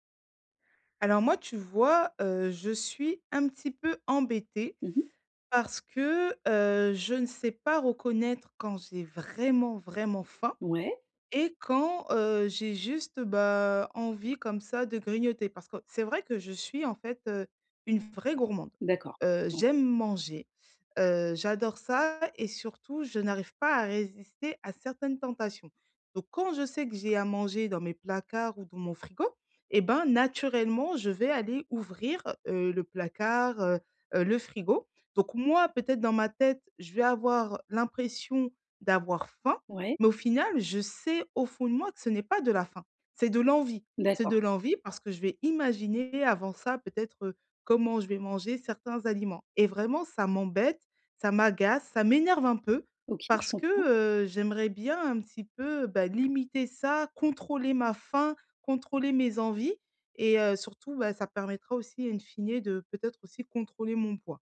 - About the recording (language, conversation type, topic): French, advice, Comment reconnaître les signaux de faim et de satiété ?
- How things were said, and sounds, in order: stressed: "vraiment, vraiment"; other background noise; stressed: "moi"